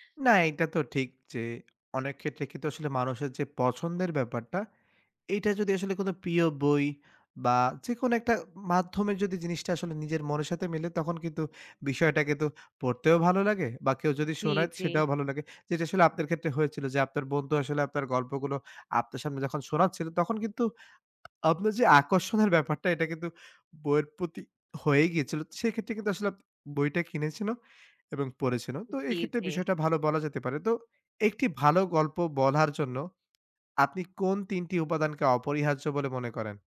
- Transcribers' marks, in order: tapping
- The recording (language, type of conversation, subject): Bengali, podcast, তোমার পছন্দের গল্প বলার মাধ্যমটা কী, আর কেন?